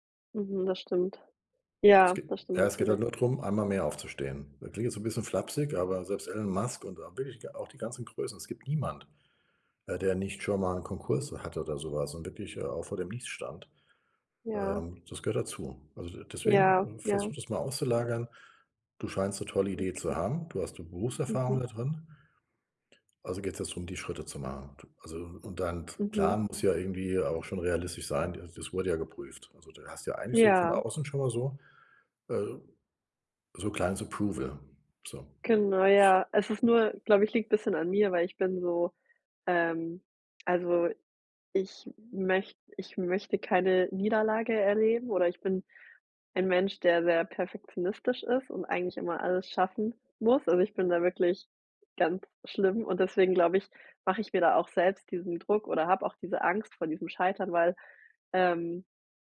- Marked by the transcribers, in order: other background noise; tapping; in English: "Approval"
- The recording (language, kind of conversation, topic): German, advice, Wie kann ich die Angst vor dem Scheitern beim Anfangen überwinden?